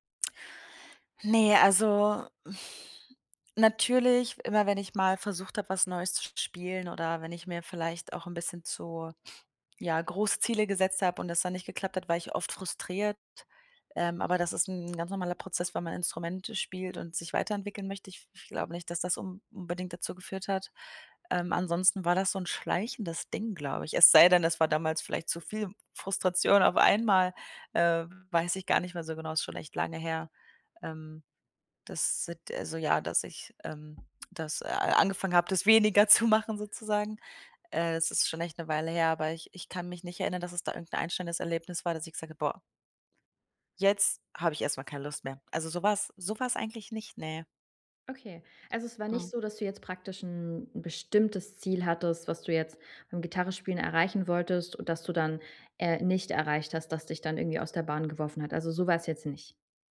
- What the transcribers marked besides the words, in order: sigh; tapping; other background noise
- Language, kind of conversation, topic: German, advice, Wie kann ich mein Pflichtgefühl in echte innere Begeisterung verwandeln?